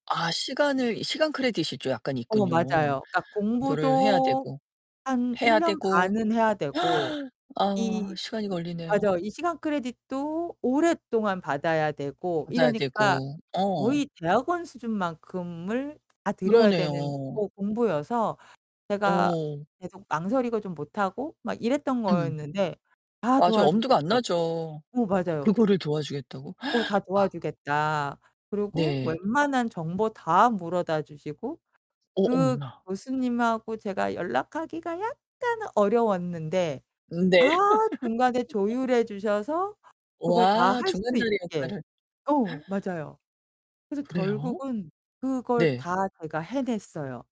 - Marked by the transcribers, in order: gasp; other background noise; gasp; laugh; gasp
- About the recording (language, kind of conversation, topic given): Korean, podcast, 예상치 못한 만남이 인생을 바꾼 경험이 있으신가요?